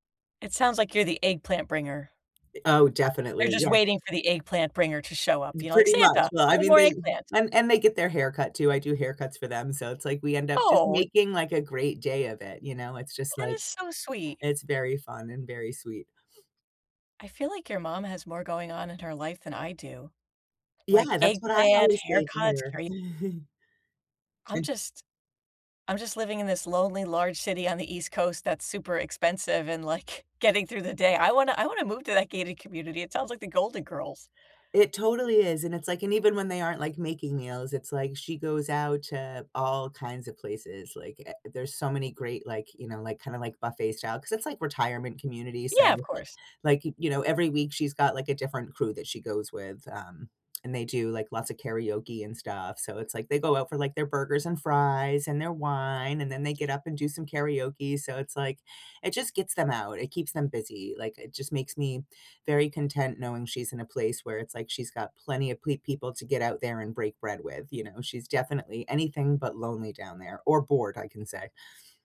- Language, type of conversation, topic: English, unstructured, How do you think food brings people together?
- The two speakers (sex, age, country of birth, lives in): female, 45-49, United States, United States; female, 50-54, United States, United States
- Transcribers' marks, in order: tapping; other background noise; chuckle; laughing while speaking: "like"